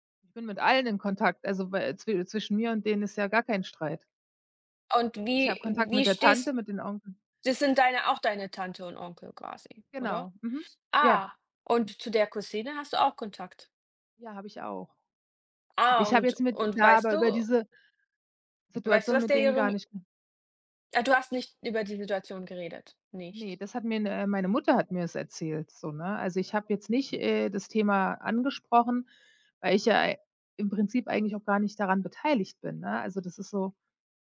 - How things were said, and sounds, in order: none
- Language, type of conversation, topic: German, unstructured, Wie gehst du mit Konflikten in der Familie um?